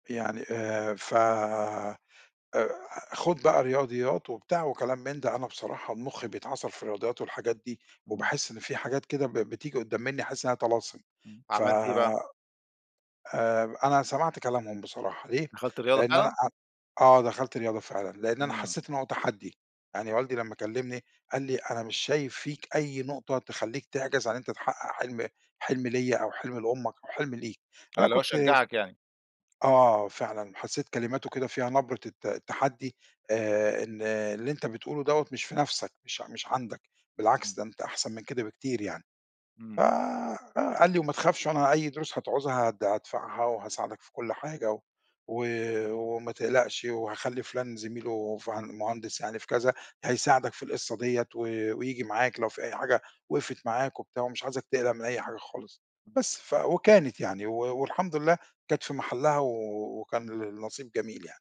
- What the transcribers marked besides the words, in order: tapping
- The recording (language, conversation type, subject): Arabic, podcast, إزاي تتعامل مع ضغط العيلة على قراراتك؟